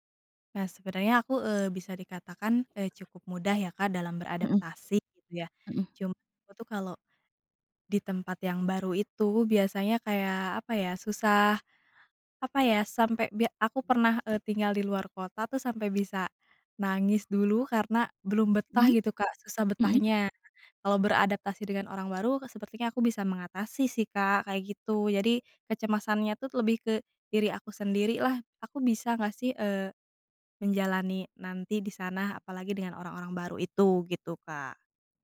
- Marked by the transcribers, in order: none
- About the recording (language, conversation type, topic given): Indonesian, advice, Haruskah saya menerima promosi dengan tanggung jawab besar atau tetap di posisi yang nyaman?
- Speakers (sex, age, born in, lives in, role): female, 20-24, Indonesia, Indonesia, advisor; female, 30-34, Indonesia, Indonesia, user